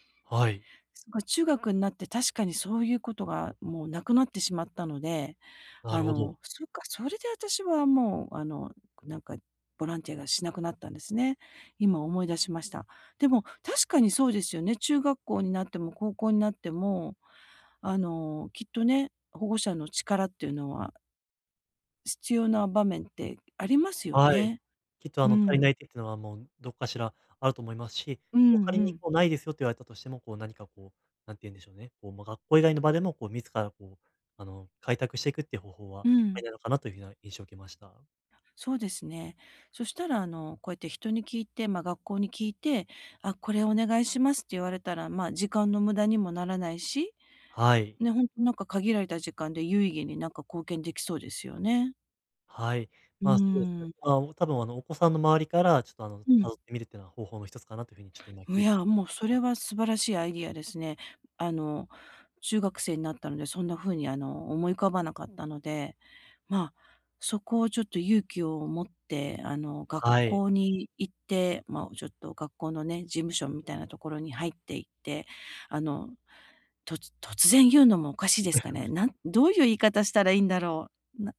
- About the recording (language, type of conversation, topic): Japanese, advice, 限られた時間で、どうすれば周りの人や社会に役立つ形で貢献できますか？
- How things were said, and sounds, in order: cough